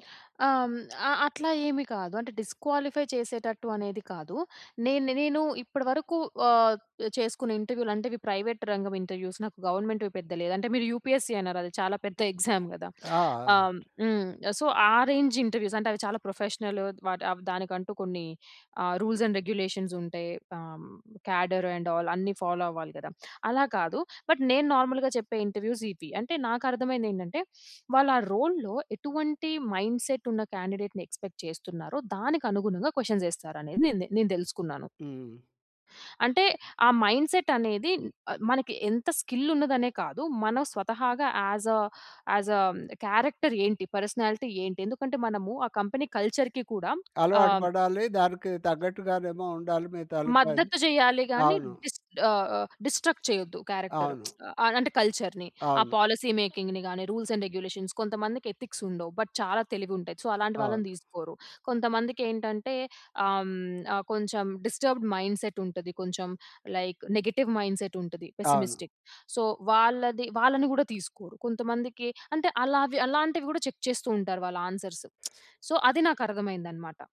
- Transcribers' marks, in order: in English: "డిస్క్వాలిఫై"; in English: "ప్రైవేట్ రంగం ఇంటర్వ్యూస్"; in English: "గవర్నమెంట్‌వి"; in English: "యూపీఎస్సీ"; in English: "ఎగ్జామ్"; tapping; in English: "సొ"; in English: "రేంజ్ ఇంటర్వ్యూస్"; in English: "ప్రొఫెషనల్"; in English: "రూల్స్ అండ్ రెగ్యులేషన్స్"; in English: "కాడర్ అండ్ ఆల్"; in English: "ఫాలో"; in English: "బట్"; in English: "నార్మల్‌గా"; in English: "ఇంటర్వ్యూస్"; in English: "రోల్‌లో"; in English: "మైండ్ సెట్"; in English: "క్యాండిడేట్‌ని ఎక్స్పెక్ట్"; in English: "క్వెషన్"; in English: "మైండ్ సెట్"; in English: "స్కిల్"; in English: "ఆస్ అ ఆస్ అ క్యారెక్టర్"; in English: "పర్సనాలిటీ"; in English: "కంపెనీ కల్చర్‌కి"; in English: "డిస్ట్రక్ట్"; in English: "క్యారెక్టర్"; tsk; in English: "కల్చర్‌ని"; in English: "పాలిసీ మేకింగ్‌ని"; in English: "రూల్స్ అండ్ రెగ్యులేషన్"; in English: "ఎథిక్స్"; in English: "బట్"; in English: "సో"; in English: "డిస్టర్బ్డ్ మైండ్ సెట్"; in English: "లైక్ నెగెటివ్ మైండ్ సెట్"; in English: "పెస్సిమిస్టిక్. సో"; in English: "చెక్"; in English: "ఆన్సర్స్. సొ"; tsk
- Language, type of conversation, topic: Telugu, podcast, ఇంటర్వ్యూకి ముందు మీరు ఎలా సిద్ధమవుతారు?